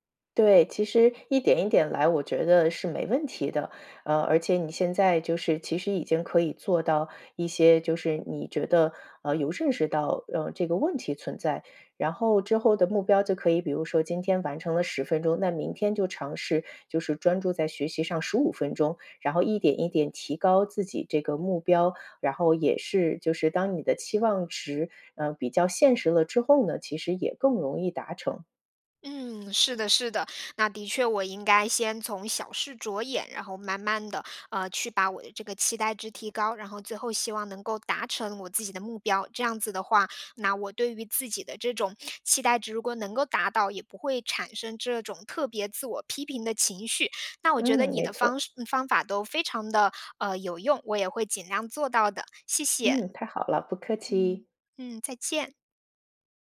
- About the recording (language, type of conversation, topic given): Chinese, advice, 如何面对对自己要求过高、被自我批评压得喘不过气的感觉？
- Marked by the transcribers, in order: "有" said as "游"